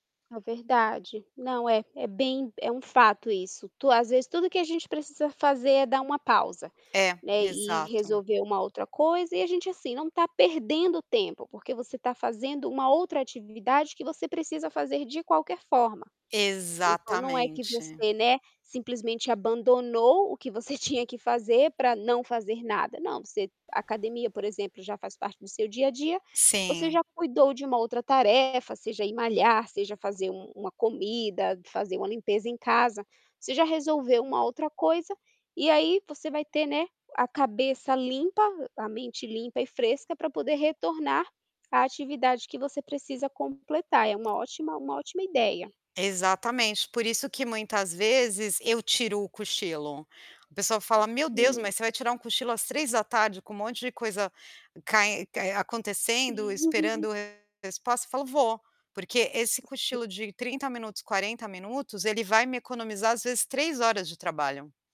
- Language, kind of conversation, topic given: Portuguese, podcast, Que papel o descanso tem na sua rotina criativa?
- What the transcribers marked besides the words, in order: other background noise; static; laughing while speaking: "tinha"; distorted speech; laugh; unintelligible speech